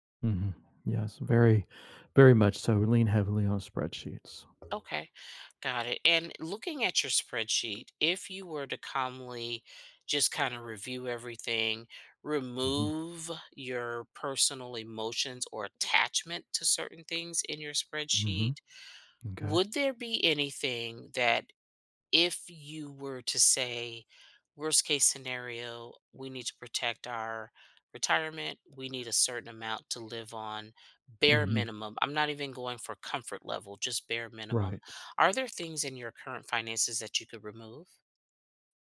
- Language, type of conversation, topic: English, advice, How can I reduce anxiety about my financial future and start saving?
- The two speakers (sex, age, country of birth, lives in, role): female, 55-59, United States, United States, advisor; male, 55-59, United States, United States, user
- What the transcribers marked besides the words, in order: other background noise; drawn out: "remove"; tapping